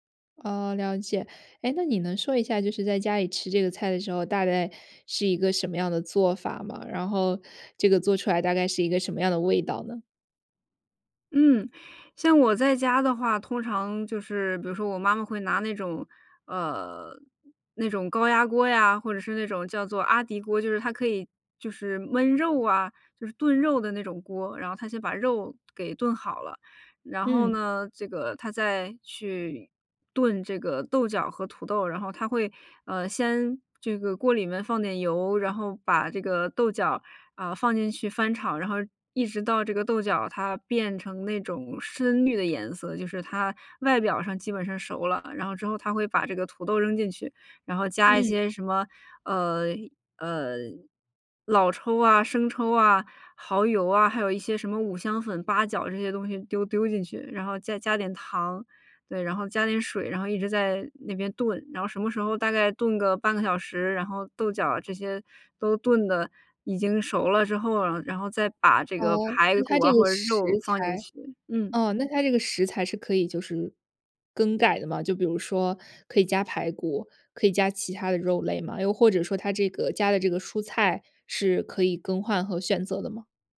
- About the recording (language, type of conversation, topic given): Chinese, podcast, 家里哪道菜最能让你瞬间安心，为什么？
- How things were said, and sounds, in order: none